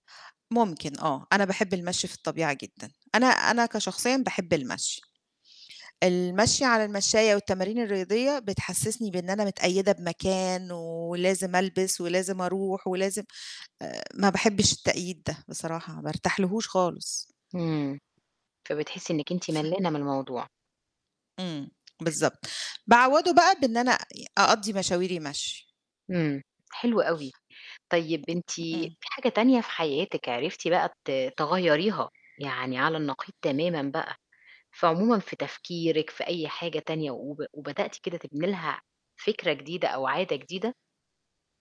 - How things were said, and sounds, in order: other background noise; tapping
- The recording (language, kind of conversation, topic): Arabic, podcast, إزاي تبني عادة إنك تتعلم باستمرار في حياتك اليومية؟